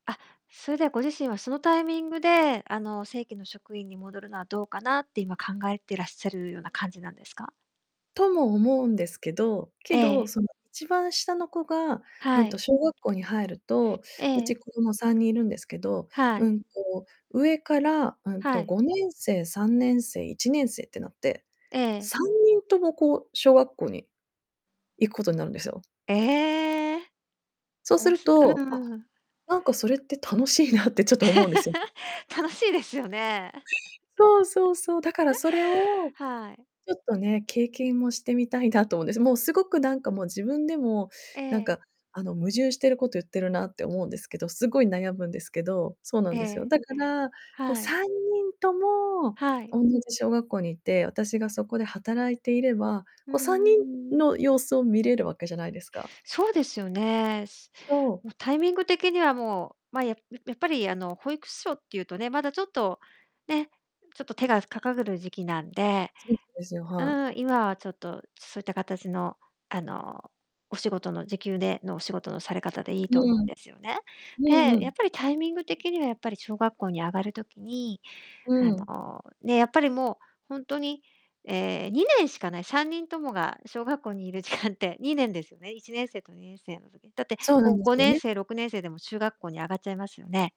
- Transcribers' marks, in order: distorted speech; laughing while speaking: "楽しいなってちょっと思うんですよ"; laugh; other background noise; chuckle; unintelligible speech; chuckle
- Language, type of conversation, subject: Japanese, advice, 転職するべきか今の職場に残るべきか、今どんなことで悩んでいますか？